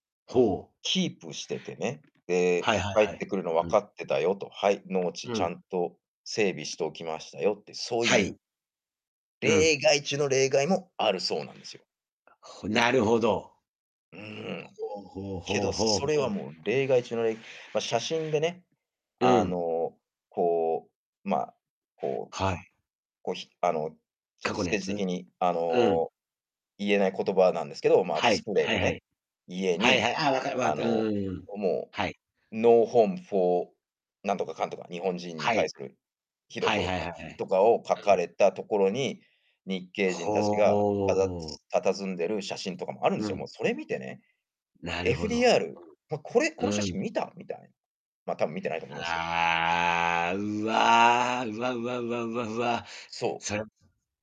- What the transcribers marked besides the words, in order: static; other background noise; in English: "ノーホームフォー"; drawn out: "ほお"; drawn out: "ああ、 うわあ"
- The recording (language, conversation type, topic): Japanese, unstructured, 歴史上の英雄が実は悪人だったと分かったら、あなたはどう感じますか？